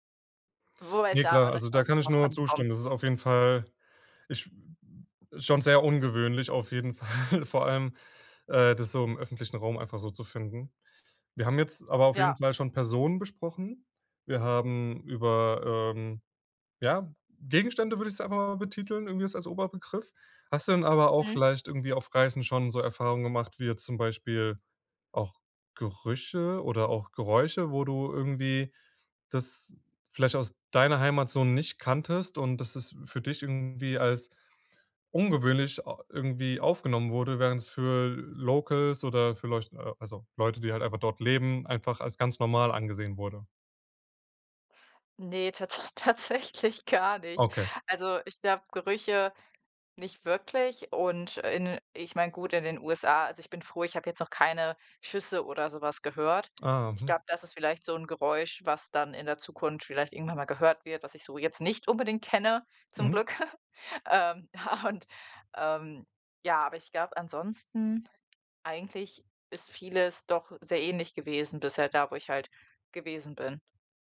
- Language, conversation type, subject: German, podcast, Was war deine ungewöhnlichste Begegnung auf Reisen?
- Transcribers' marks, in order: laughing while speaking: "Fall"; in English: "Locals"; laughing while speaking: "tat tatsächlich gar nicht"; chuckle; laughing while speaking: "und"